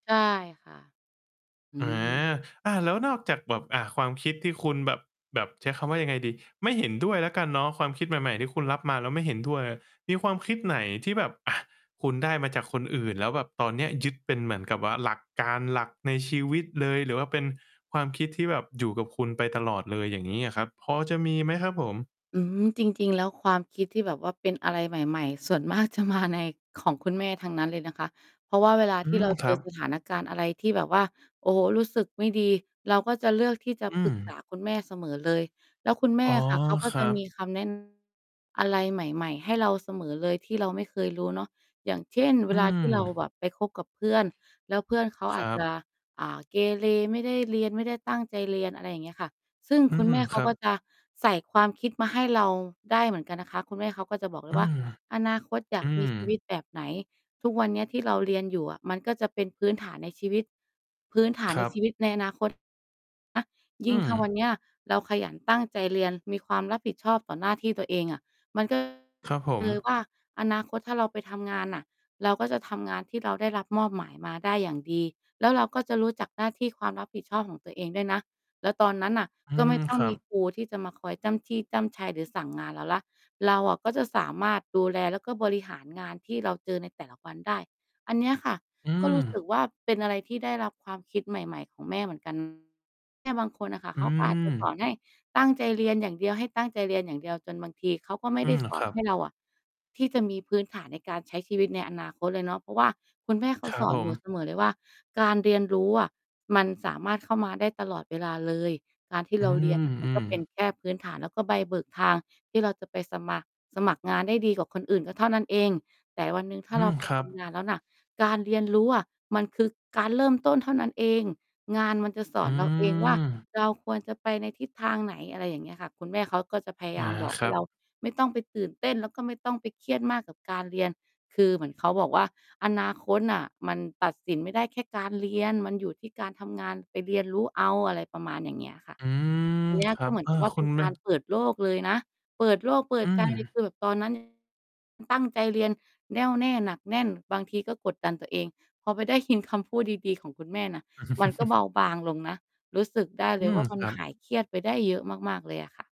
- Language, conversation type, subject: Thai, podcast, คุณฝึกตัวเองให้เปิดใจรับความคิดใหม่ ๆ ได้อย่างไร?
- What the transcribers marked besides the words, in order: distorted speech; other background noise; laughing while speaking: "จะมา"; alarm; mechanical hum; background speech; tapping; chuckle